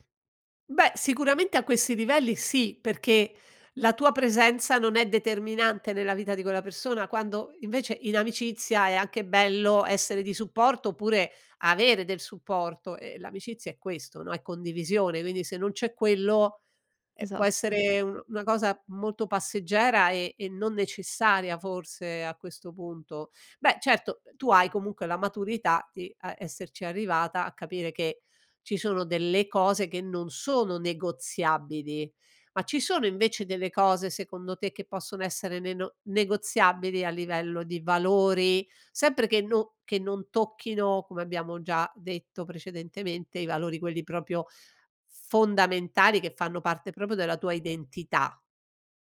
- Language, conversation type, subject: Italian, podcast, Cosa fai quando i tuoi valori entrano in conflitto tra loro?
- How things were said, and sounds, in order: stressed: "avere"; "quindi" said as "uini"; "proprio" said as "propio"; "proprio" said as "propio"